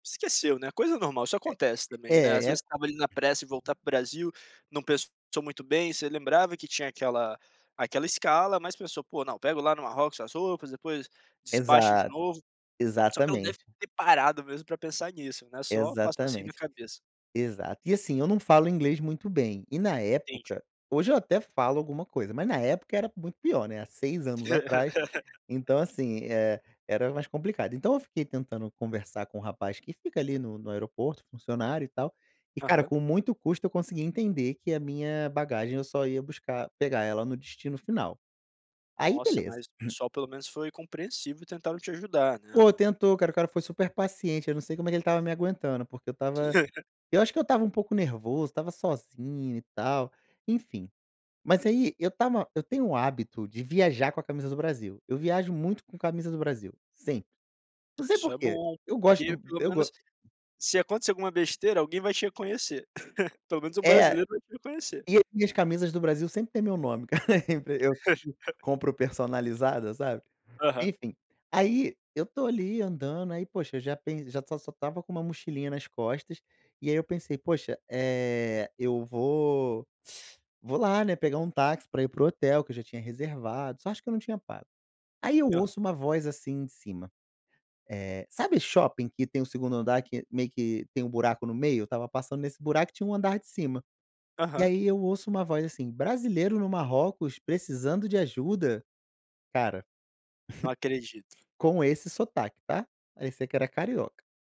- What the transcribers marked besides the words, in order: tapping; laugh; throat clearing; chuckle; chuckle; chuckle; other background noise; chuckle
- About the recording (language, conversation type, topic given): Portuguese, podcast, Você já caiu em algum golpe durante uma viagem? Como aconteceu?